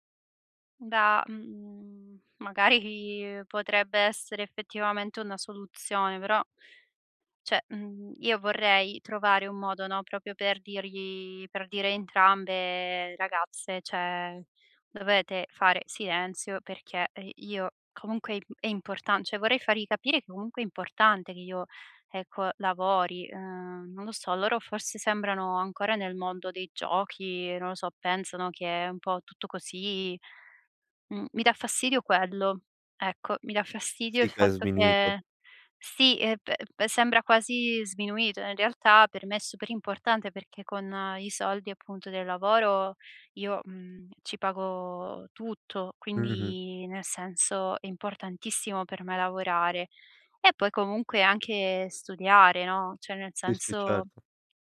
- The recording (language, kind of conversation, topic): Italian, advice, Come posso concentrarmi se in casa c’è troppo rumore?
- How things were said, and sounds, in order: laughing while speaking: "magari"; "cioé" said as "ceh"; "proprio" said as "propio"; "cioé" said as "ceh"; "Cioé" said as "ceh"; "cioé" said as "ceh"